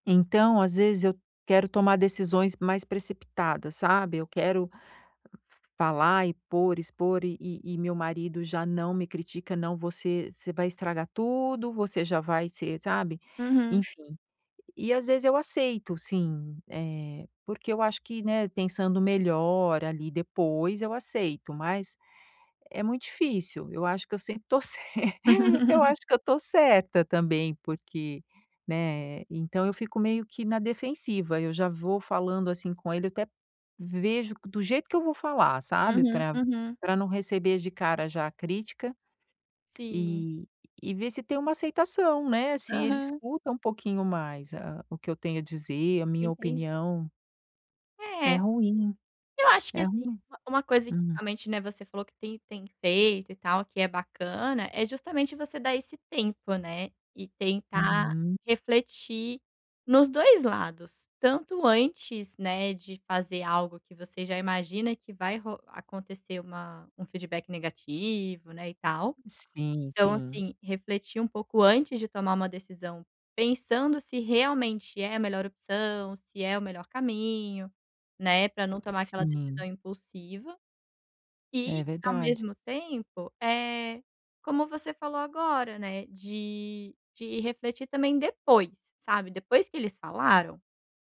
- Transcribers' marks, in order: giggle
- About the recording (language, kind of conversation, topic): Portuguese, advice, Como posso aprender a aceitar feedback sem ficar na defensiva?